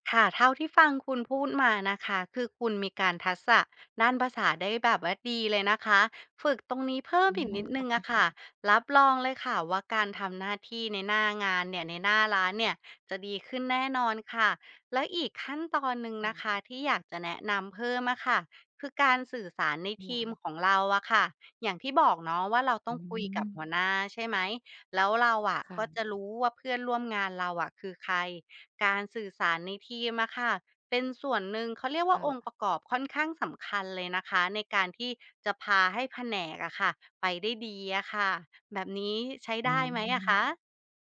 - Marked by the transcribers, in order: tapping; unintelligible speech; unintelligible speech; other background noise
- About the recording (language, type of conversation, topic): Thai, advice, เมื่อคุณได้เลื่อนตำแหน่งหรือเปลี่ยนหน้าที่ คุณควรรับมือกับความรับผิดชอบใหม่อย่างไร?